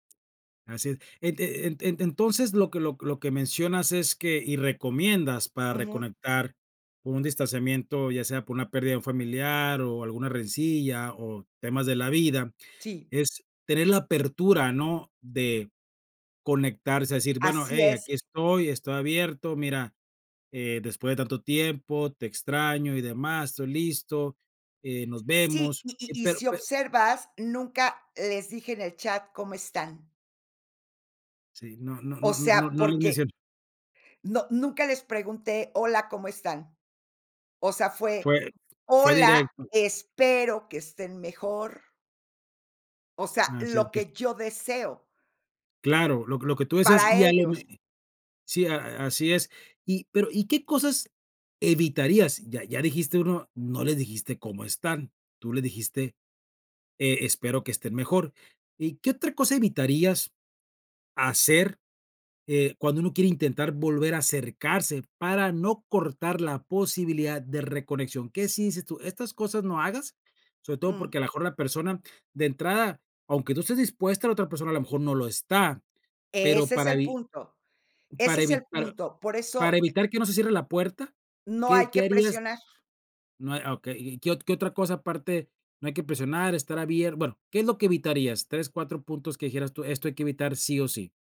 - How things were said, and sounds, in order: other background noise; unintelligible speech
- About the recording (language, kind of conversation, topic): Spanish, podcast, ¿Qué acciones sencillas recomiendas para reconectar con otras personas?